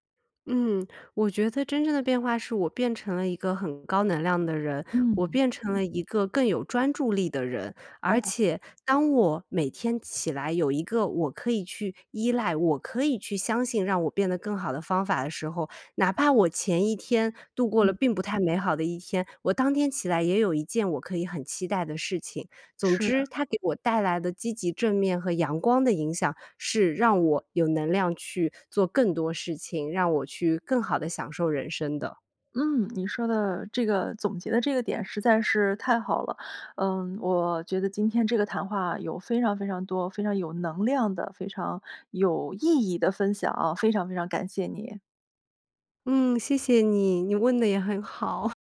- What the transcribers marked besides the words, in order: other noise; other background noise; laugh
- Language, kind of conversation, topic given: Chinese, podcast, 说说你的晨间健康习惯是什么？